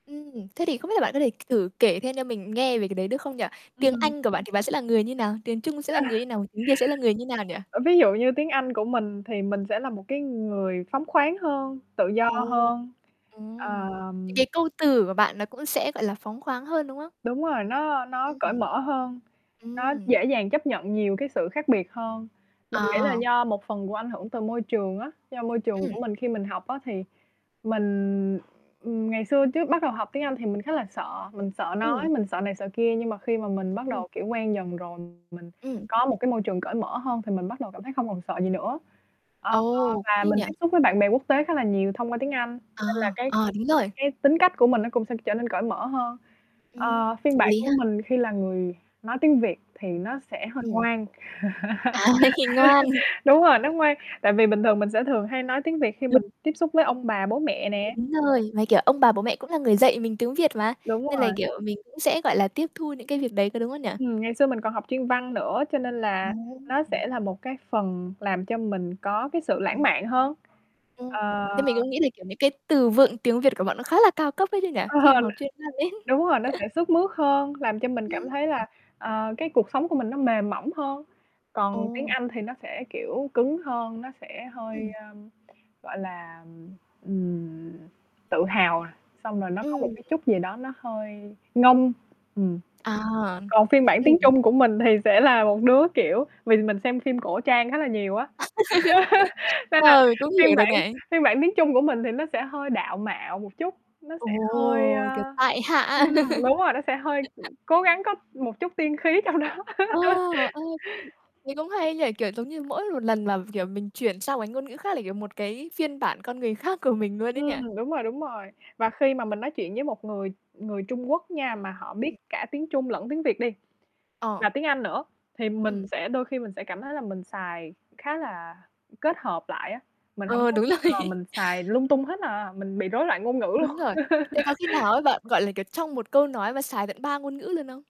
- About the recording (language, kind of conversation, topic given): Vietnamese, podcast, Ngôn ngữ mẹ đẻ ảnh hưởng đến cuộc sống của bạn như thế nào?
- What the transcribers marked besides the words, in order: chuckle; tapping; static; chuckle; other background noise; laughing while speaking: "À, này thì ngoan"; unintelligible speech; laughing while speaking: "Ừ"; laughing while speaking: "chuyên văn ấy"; chuckle; laugh; chuckle; laugh; laughing while speaking: "đó"; laugh; laughing while speaking: "rồi"; chuckle; laughing while speaking: "luôn"; laugh